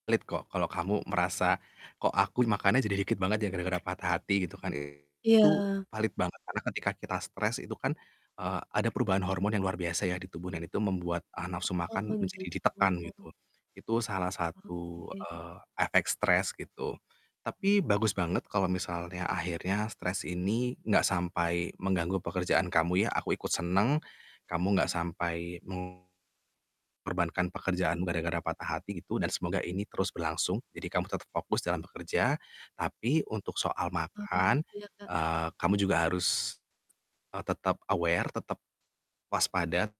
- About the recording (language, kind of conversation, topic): Indonesian, advice, Bagaimana cara menghadapi kebiasaan berpura-pura bahagia di depan orang lain padahal merasa hampa?
- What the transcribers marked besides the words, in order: distorted speech; static; in English: "aware"